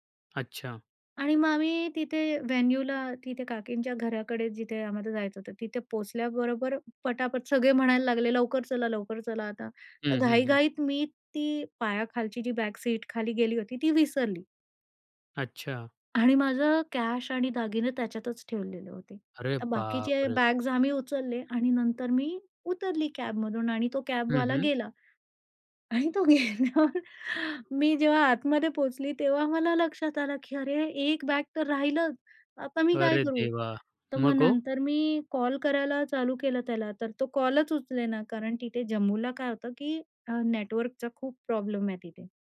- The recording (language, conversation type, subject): Marathi, podcast, प्रवासात पैसे किंवा कार्ड हरवल्यास काय करावे?
- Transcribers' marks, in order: in English: "व्हेन्यूला"; in English: "बॅक सीट"; in English: "कॅश"; surprised: "अरे, बाप रे!"; laughing while speaking: "आणि तो गेल्यावर मी जेव्हा आतमध्ये पोचली, तेव्हा"; chuckle; surprised: "अरे, देवा!"